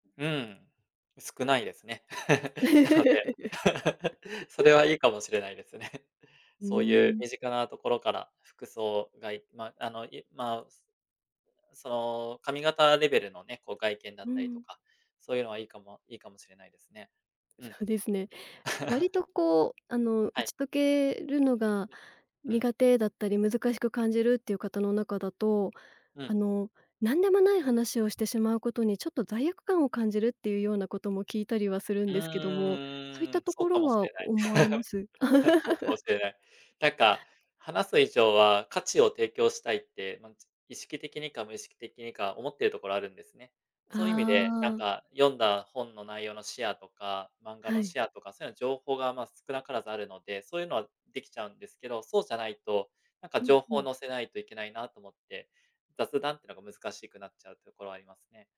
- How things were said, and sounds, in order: laugh; laugh; other noise; chuckle; laugh; in English: "シェア"; in English: "シェア"
- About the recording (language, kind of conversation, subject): Japanese, advice, グループの中でいつも孤立している気がするのはなぜですか？